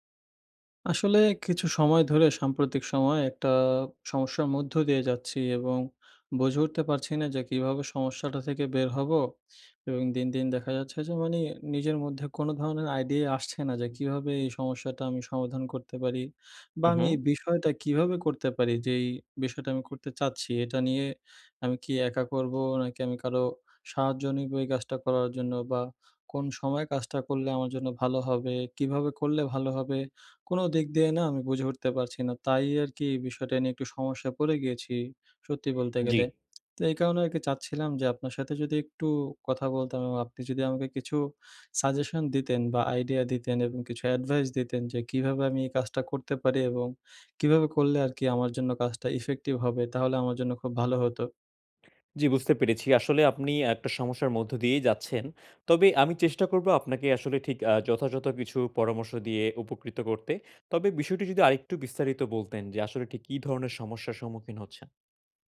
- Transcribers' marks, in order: tapping; in English: "ইফেক্টিভ"
- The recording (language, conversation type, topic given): Bengali, advice, ব্রেইনস্টর্মিং সেশনে আইডিয়া ব্লক দ্রুত কাটিয়ে উঠে কার্যকর প্রতিক্রিয়া কীভাবে নেওয়া যায়?